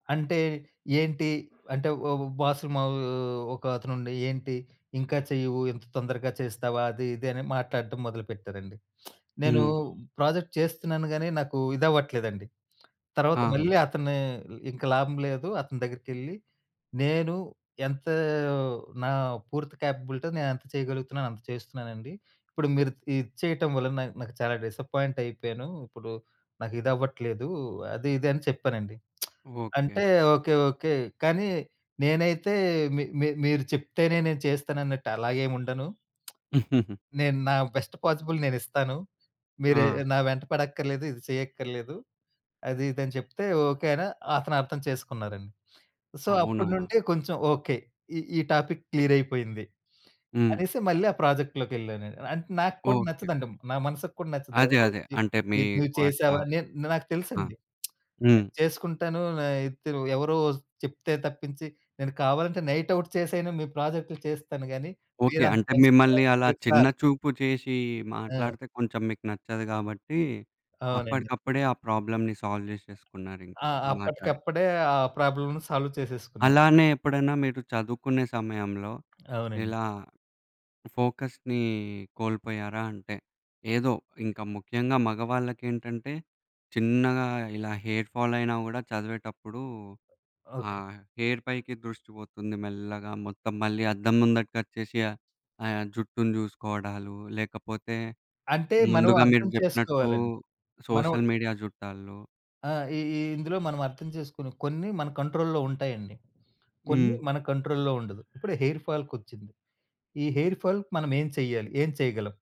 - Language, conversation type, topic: Telugu, podcast, ఫోకస్ పోయినప్పుడు దానిని మళ్లీ ఎలా తెచ్చుకుంటారు?
- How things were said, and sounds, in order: in English: "బాస్"; drawn out: "మా"; lip smack; in English: "ప్రాజెక్ట్"; in English: "క్యాపబిలిటీతో"; in English: "డిసప్పాయింట్"; lip smack; lip smack; in English: "బెస్ట్ పాజిబుల్"; chuckle; in English: "సో"; in English: "టాపిక్ క్లియర్"; in English: "ప్రాజెక్ట్‌లోకి"; lip smack; in English: "నైట్ ఔట్"; in English: "టెన్షన్"; in English: "ప్రాబ్లమ్‌ని సాల్వ్"; other background noise; in English: "ప్రాబ్లమ్‌ని సాల్వ్"; in English: "ఫోకస్‌ని"; in English: "హెయిర్ ఫాల్"; in English: "హెయిర్"; in English: "సోషల్ మీడియా"; in English: "కంట్రోల్‌లో"; in English: "కంట్రోల్‌లో"; in English: "హెయిర్ ఫాల్‌కొచ్చింది"; in English: "హెయిర్ ఫాల్‌కి"